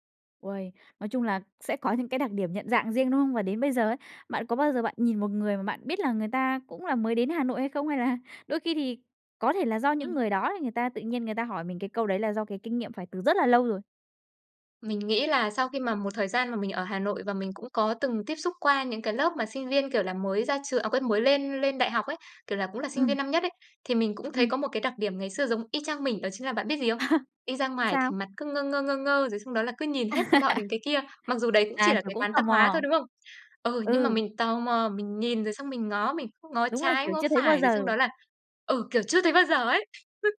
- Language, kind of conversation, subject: Vietnamese, podcast, Bạn còn nhớ lần rời quê lên thành phố không?
- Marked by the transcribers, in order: tapping; laughing while speaking: "Hay là"; chuckle; laugh; unintelligible speech